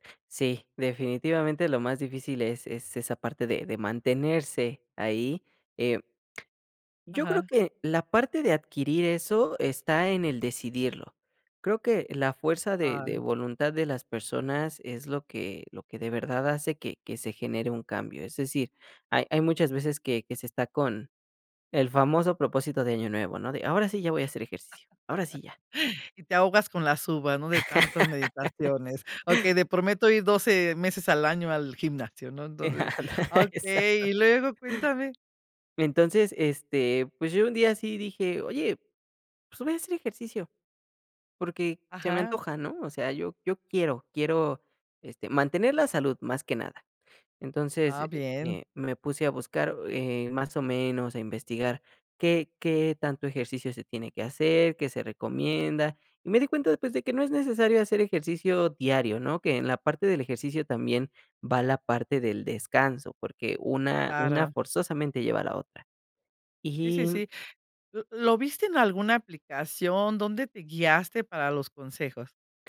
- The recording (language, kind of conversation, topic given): Spanish, podcast, ¿Qué pequeños cambios te han ayudado más a desarrollar resiliencia?
- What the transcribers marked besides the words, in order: other noise; laugh; laugh; laughing while speaking: "Andale, exacto"